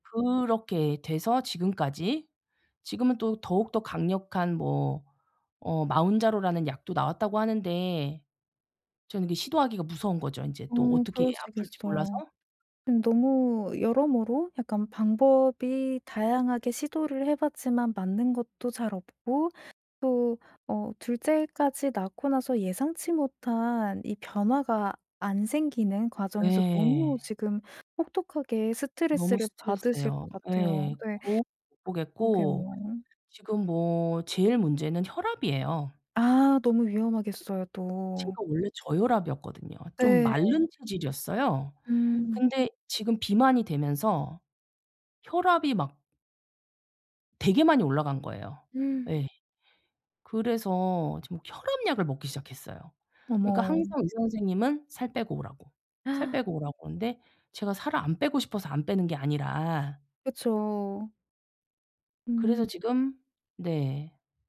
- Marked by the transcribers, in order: other background noise; gasp; gasp; tapping
- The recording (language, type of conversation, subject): Korean, advice, 장기간 목표를 향해 꾸준히 동기를 유지하려면 어떻게 해야 하나요?